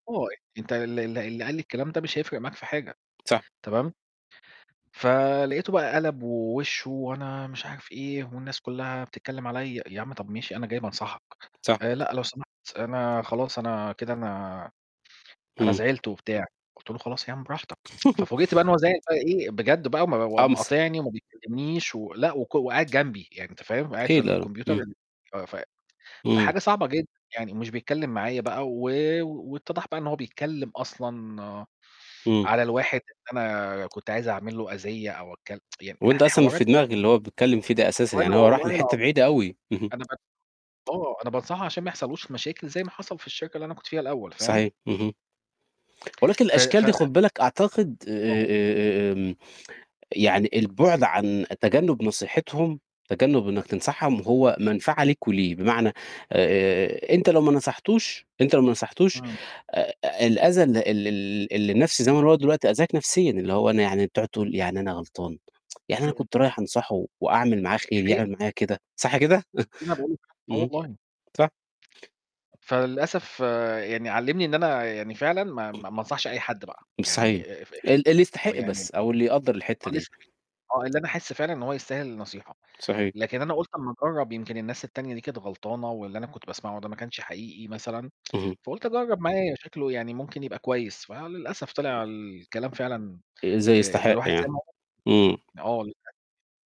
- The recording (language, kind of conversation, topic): Arabic, unstructured, هل ممكن العلاقة تكمل بعد ما الثقة تضيع؟
- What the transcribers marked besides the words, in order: tapping; chuckle; tsk; distorted speech; tsk; unintelligible speech; chuckle; other noise; tsk; chuckle; unintelligible speech; other background noise; tsk; unintelligible speech